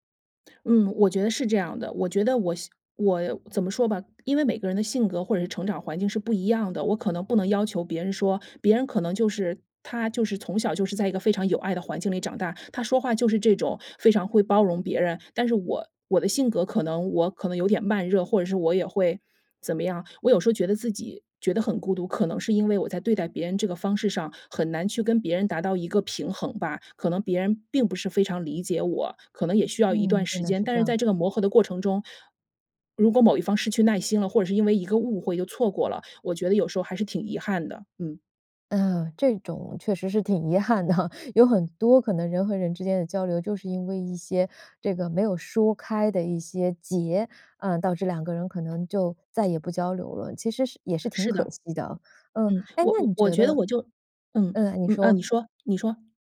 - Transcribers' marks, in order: laughing while speaking: "遗憾的哈"; other background noise
- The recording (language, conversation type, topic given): Chinese, podcast, 你觉得社交媒体让人更孤独还是更亲近？